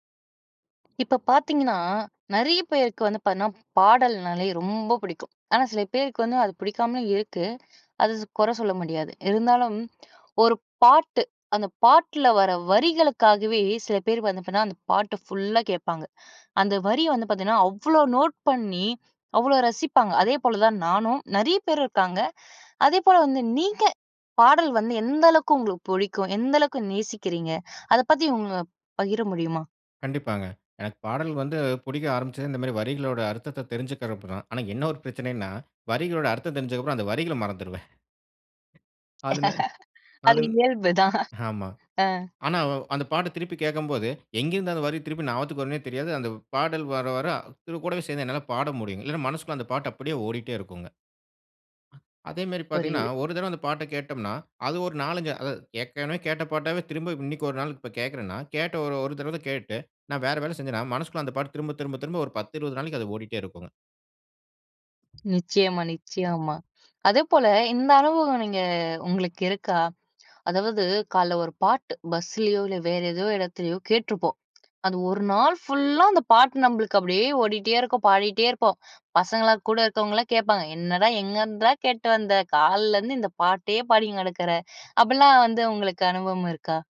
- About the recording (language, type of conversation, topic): Tamil, podcast, பாடல் வரிகள் உங்கள் நெஞ்சை எப்படித் தொடுகின்றன?
- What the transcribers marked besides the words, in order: other background noise; "பாத்தீங்கனா" said as "பனா"; "அது" said as "அதுது"; "பாத்தீங்கனா" said as "பனா"; laughing while speaking: "அது இயல்புதான்"; other noise; in English: "ஃபுல்லா"; "அப்படில்லாம்" said as "அப்புட்லாம்"